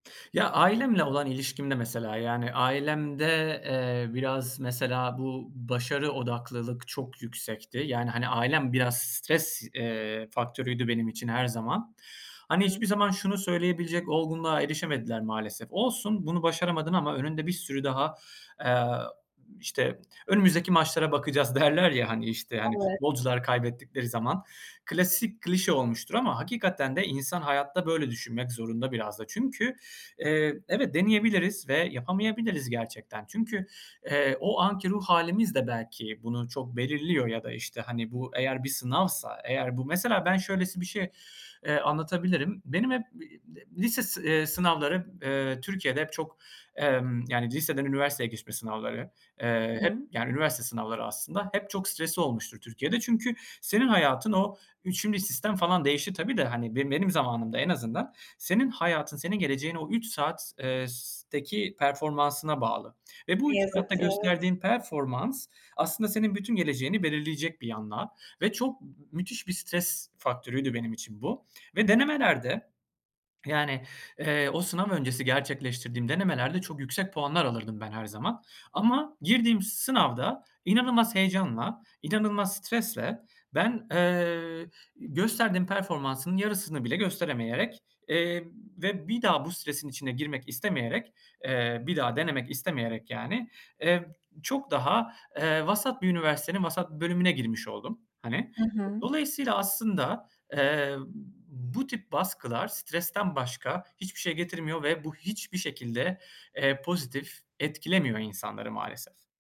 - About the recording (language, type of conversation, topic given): Turkish, podcast, Başarısızlığı öğrenme fırsatı olarak görmeye nasıl başladın?
- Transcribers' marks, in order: unintelligible speech; tapping; chuckle; other noise; lip smack